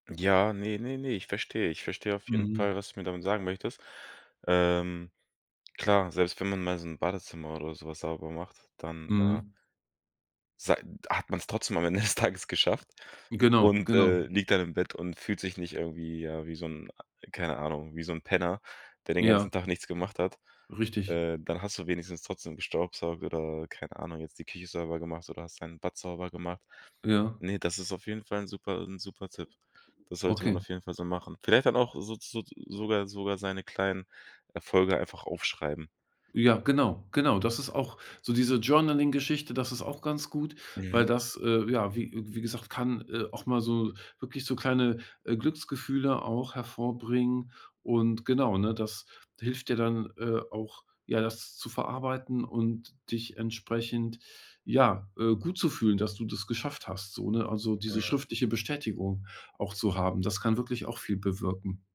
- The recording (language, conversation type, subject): German, advice, Wie ist dein Alltag durch eine Krise oder eine unerwartete große Veränderung durcheinandergeraten?
- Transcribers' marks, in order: laughing while speaking: "des"; other background noise